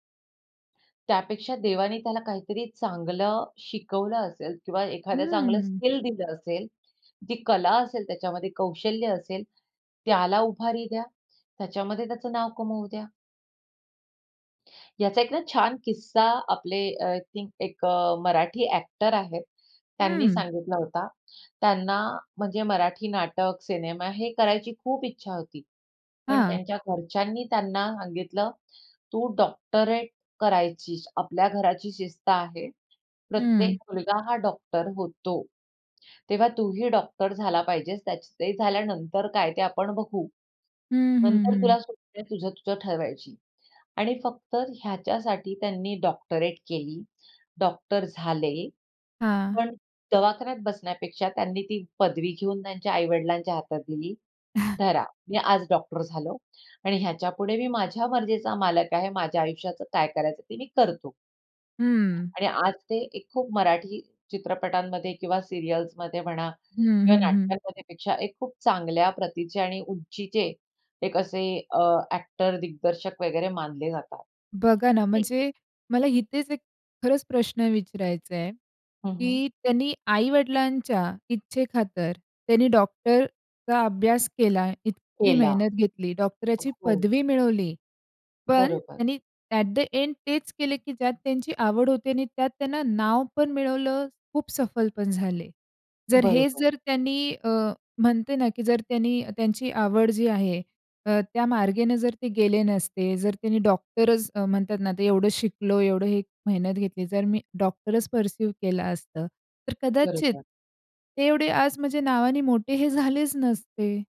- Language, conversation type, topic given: Marathi, podcast, आई-वडिलांना तुमच्या करिअरबाबत कोणत्या अपेक्षा असतात?
- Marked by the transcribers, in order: in English: "आय थिंक"; tapping; chuckle; other background noise; in English: "ॲट द एन्ड"; in English: "पर्सिव्ह"